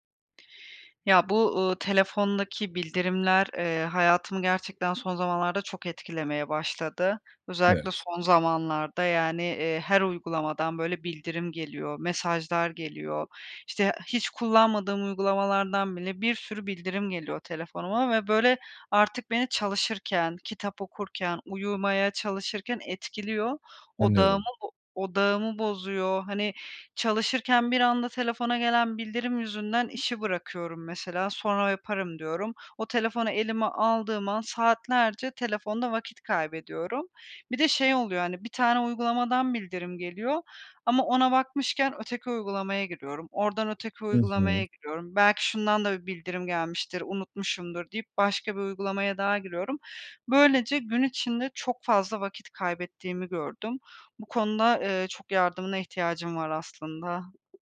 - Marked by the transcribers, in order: other background noise; tapping
- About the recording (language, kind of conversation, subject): Turkish, advice, Telefon ve bildirimleri kontrol edemediğim için odağım sürekli dağılıyor; bunu nasıl yönetebilirim?